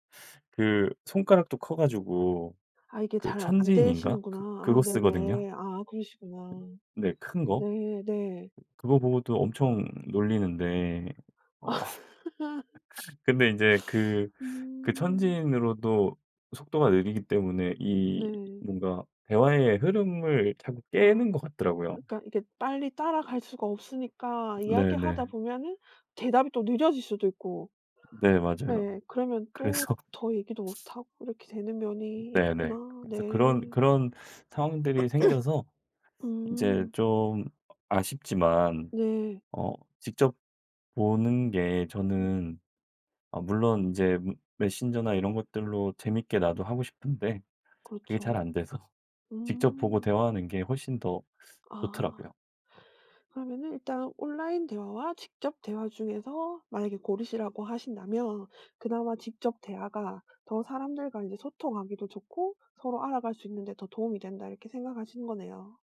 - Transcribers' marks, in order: tapping; other background noise; laughing while speaking: "어"; laugh; laughing while speaking: "그래서"; throat clearing
- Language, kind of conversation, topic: Korean, podcast, 온라인에서 대화할 때와 직접 만나 대화할 때는 어떤 점이 다르다고 느끼시나요?